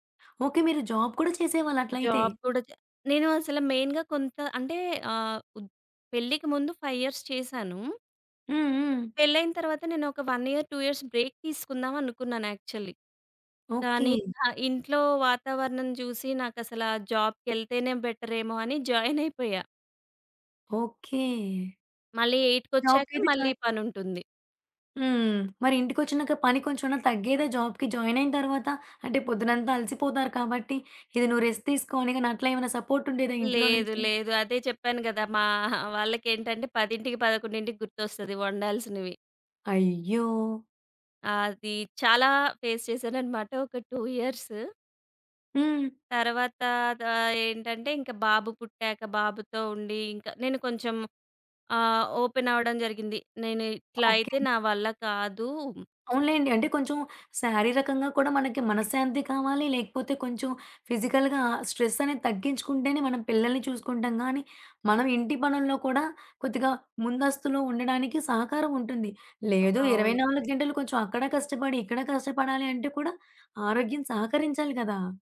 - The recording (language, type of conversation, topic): Telugu, podcast, విభిన్న వయస్సులవారి మధ్య మాటలు అపార్థం కావడానికి ప్రధాన కారణం ఏమిటి?
- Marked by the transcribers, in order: in English: "జాబ్"; other background noise; in English: "జాబ్"; in English: "మెయిన్‌గా"; in English: "ఫైవ్ ఇయర్స్"; in English: "వన్ ఇయర్, టూ ఇయర్స్ బ్రేక్"; in English: "యాక్చువలీ"; in English: "జాబ్‌కెళ్తేనే"; in English: "జాయిన్"; in English: "జాబ్‌కి జాయిన్"; in English: "రెస్ట్"; in English: "ఫేస్"; in English: "టు ఇయర్స్"; in English: "ఫిజికల్‌గా"